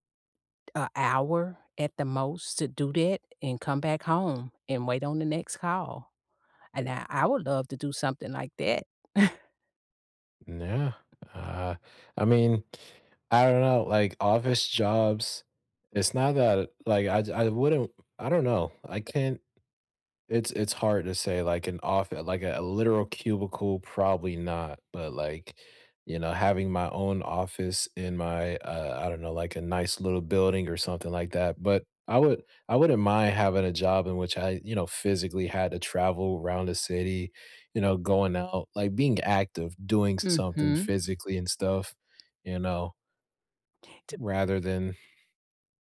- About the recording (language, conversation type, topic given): English, unstructured, What do you think about remote work becoming so common?
- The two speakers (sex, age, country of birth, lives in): female, 55-59, United States, United States; male, 20-24, United States, United States
- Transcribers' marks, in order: tapping; chuckle; other background noise